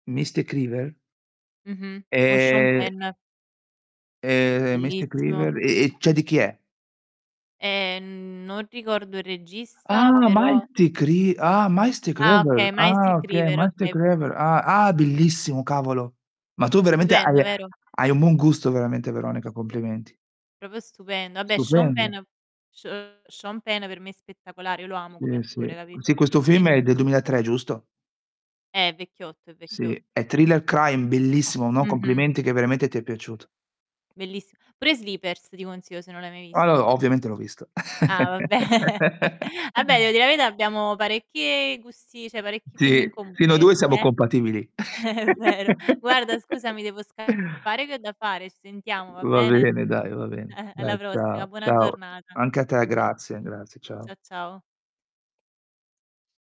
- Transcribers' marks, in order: other background noise; "cioè" said as "ceh"; tapping; distorted speech; put-on voice: "Mystic River!"; put-on voice: "Mystic River!"; "Proprio" said as "Propo"; "Vabbè" said as "Abbè"; laughing while speaking: "vabbè!"; chuckle; "Vabbè" said as "Abbè"; chuckle; "cioè" said as "ceh"; chuckle; laughing while speaking: "È vero"; chuckle; chuckle
- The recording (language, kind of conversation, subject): Italian, unstructured, Qual è il film più deludente che hai visto di recente?